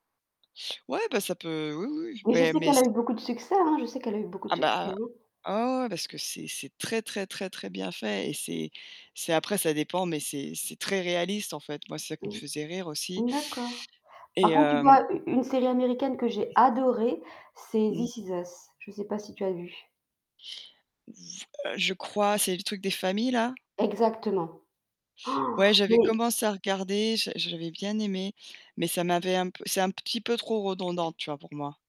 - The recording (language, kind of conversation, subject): French, unstructured, Quelle série télévisée préfères-tu regarder pour te détendre ?
- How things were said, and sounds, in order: other background noise; tapping; stressed: "adorée"; drawn out: "V"; distorted speech